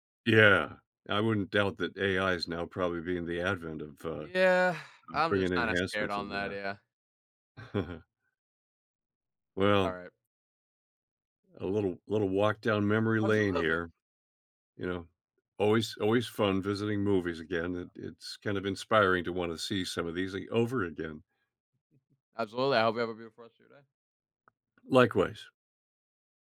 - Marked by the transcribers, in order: exhale; chuckle; laugh; tapping
- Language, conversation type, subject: English, unstructured, How should I weigh visual effects versus storytelling and acting?